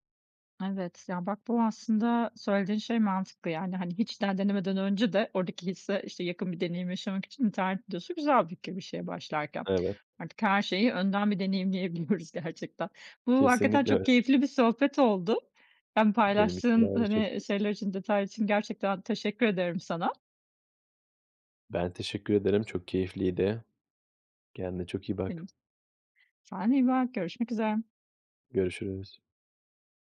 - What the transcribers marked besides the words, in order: laughing while speaking: "deneyimleyebiliyoruz gerçekten"; other background noise; tapping; unintelligible speech
- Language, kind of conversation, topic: Turkish, podcast, Günde sadece yirmi dakikanı ayırsan hangi hobiyi seçerdin ve neden?